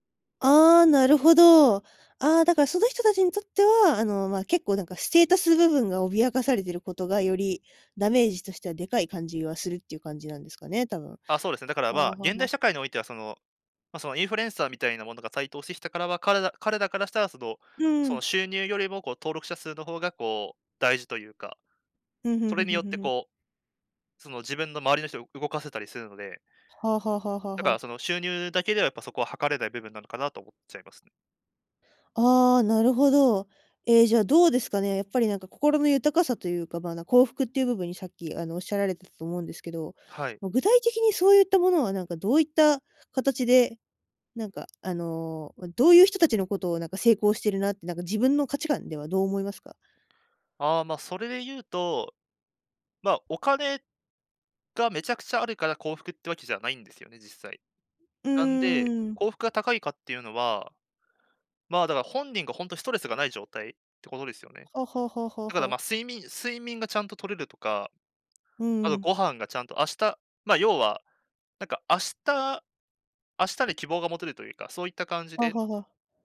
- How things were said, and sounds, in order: none
- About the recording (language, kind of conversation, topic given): Japanese, podcast, ぶっちゃけ、収入だけで成功は測れますか？